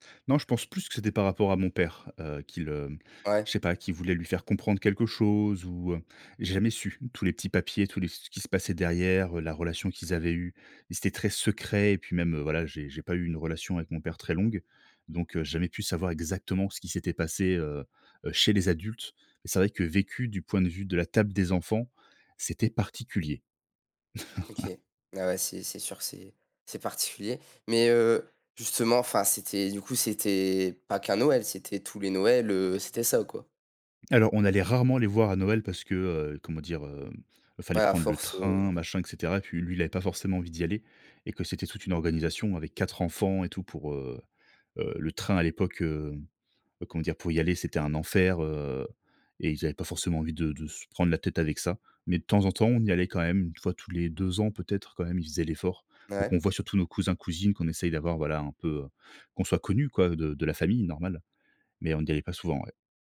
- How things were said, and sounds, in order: chuckle
- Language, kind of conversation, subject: French, podcast, Peux-tu raconter un souvenir d'un repas de Noël inoubliable ?